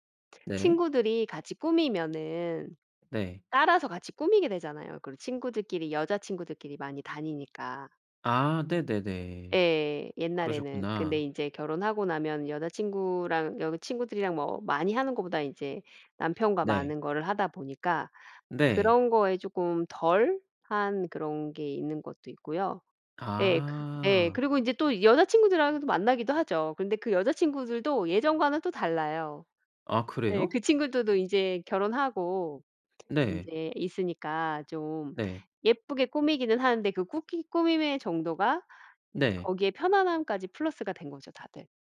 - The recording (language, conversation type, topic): Korean, podcast, 꾸밀 때와 편안함 사이에서 어떻게 균형을 잡으시나요?
- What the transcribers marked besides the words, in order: tapping